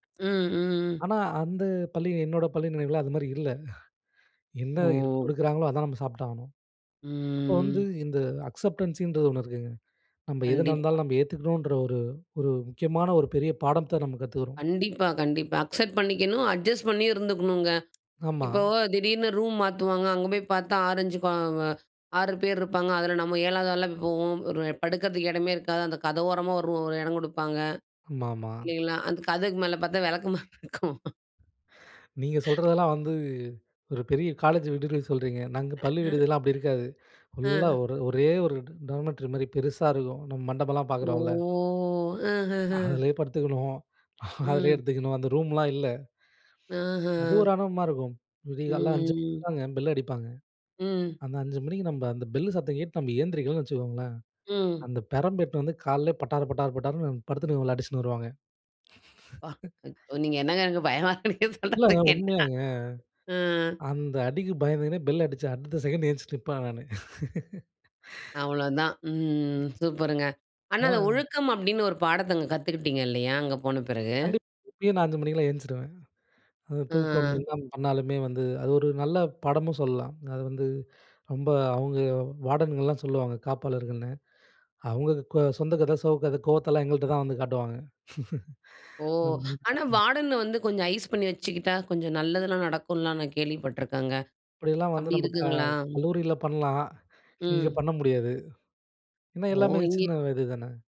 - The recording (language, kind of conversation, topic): Tamil, podcast, பள்ளிக்கால நினைவில் உனக்கு மிகப்பெரிய பாடம் என்ன?
- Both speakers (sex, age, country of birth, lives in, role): female, 35-39, India, India, host; male, 25-29, India, India, guest
- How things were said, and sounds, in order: chuckle; drawn out: "ஓ!"; drawn out: "ம்"; in English: "அக்சப்டன்ஸின்றது"; other background noise; in English: "அக்செப்ட்"; in English: "அட்ஜஸ்ட்"; laughing while speaking: "வெளக்கமாரு இருக்கும்"; other noise; drawn out: "ஓ!"; chuckle; drawn out: "ஆஹ"; unintelligible speech; drawn out: "ம்"; laugh; laughing while speaking: "பயமாருக்கு, நீங்க சொல்றத கேட்டா"; unintelligible speech; "எந்திருச்சுருவேன்" said as "ஏஞ்ச்சுருவேன்"; laugh; unintelligible speech